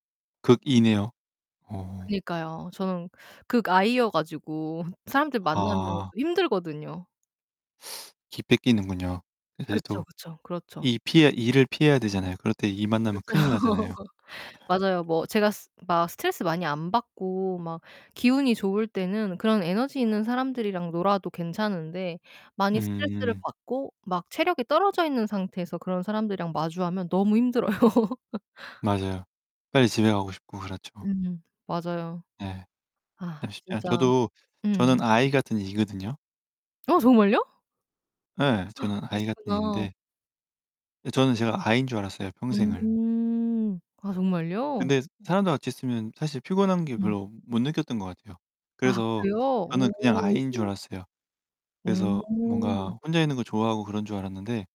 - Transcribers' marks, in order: laugh; distorted speech; other background noise; laugh; static; laugh; laugh; gasp
- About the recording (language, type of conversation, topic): Korean, unstructured, 스트레스가 쌓였을 때 어떻게 푸세요?